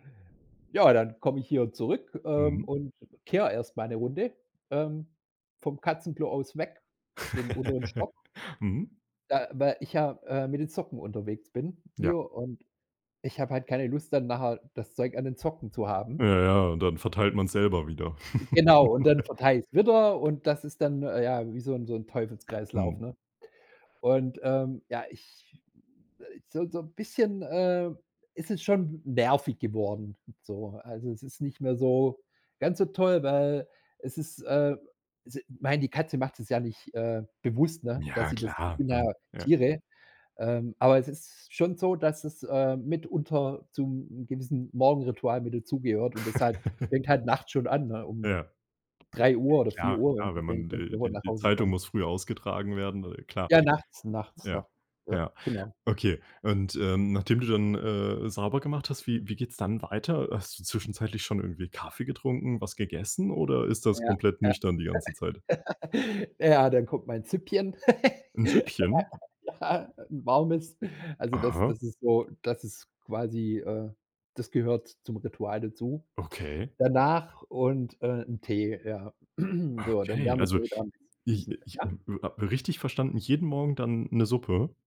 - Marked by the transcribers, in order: laugh; other noise; laugh; unintelligible speech; laugh; unintelligible speech; laugh; laugh; laughing while speaking: "Ja, 'n warmes"; surprised: "Aha"; throat clearing; unintelligible speech
- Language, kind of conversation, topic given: German, podcast, Wie sieht ein typisches Morgenritual in deiner Familie aus?